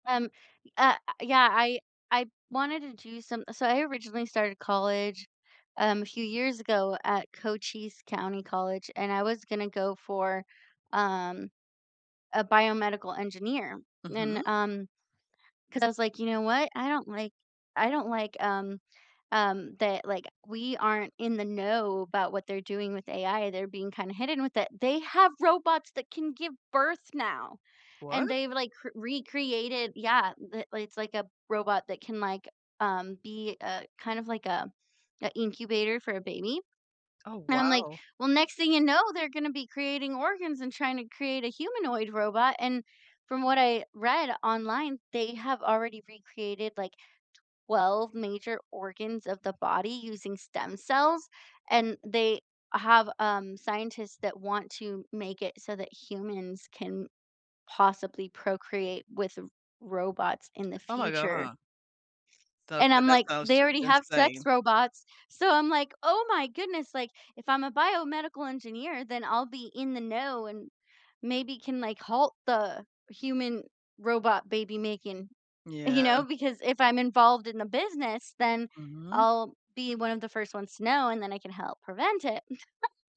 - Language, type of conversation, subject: English, unstructured, What is the next thing you want to work toward, and what support would help?
- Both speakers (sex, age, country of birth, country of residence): female, 30-34, United States, United States; female, 70-74, United States, United States
- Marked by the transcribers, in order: background speech; other background noise; laughing while speaking: "you"; tapping; chuckle